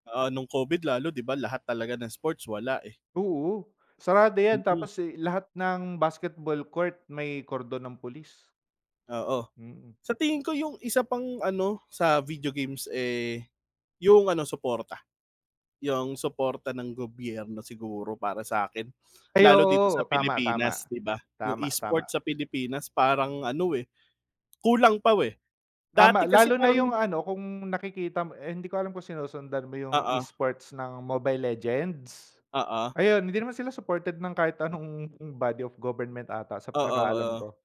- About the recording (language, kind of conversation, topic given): Filipino, unstructured, Ano ang mas nakakaengganyo para sa iyo: paglalaro ng palakasan o mga larong bidyo?
- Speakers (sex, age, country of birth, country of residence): male, 25-29, Philippines, Philippines; male, 30-34, Philippines, Philippines
- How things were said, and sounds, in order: none